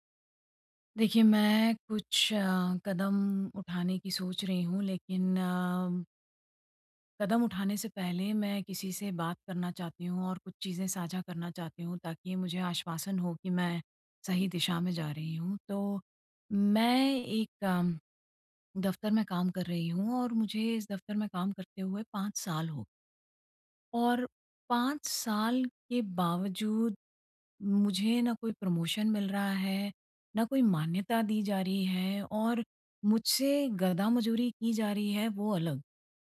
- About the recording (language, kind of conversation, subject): Hindi, advice, प्रमोन्नति और मान्यता न मिलने पर मुझे नौकरी कब बदलनी चाहिए?
- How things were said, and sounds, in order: in English: "प्रमोशन"